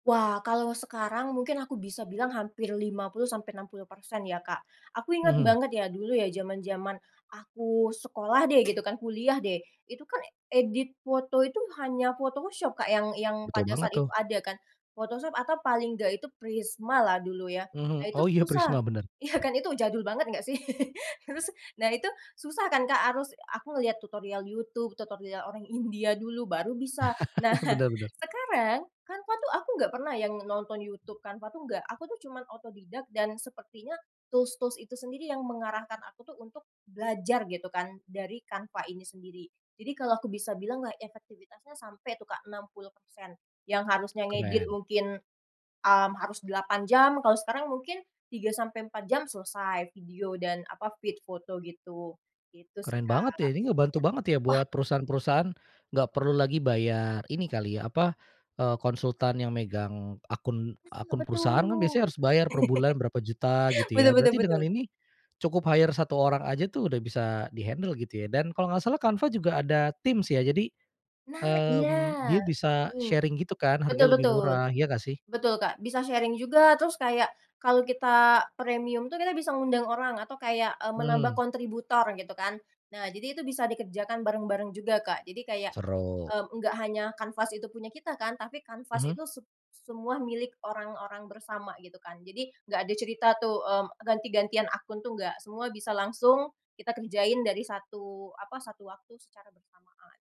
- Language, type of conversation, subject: Indonesian, podcast, Aplikasi apa yang paling membantu kamu bekerja setiap hari?
- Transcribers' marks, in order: other background noise; laughing while speaking: "iya kan"; laugh; laugh; laughing while speaking: "Nah"; in English: "tools-tools"; laugh; in English: "hire"; in English: "di-handle"; in English: "sharing"; in English: "sharing"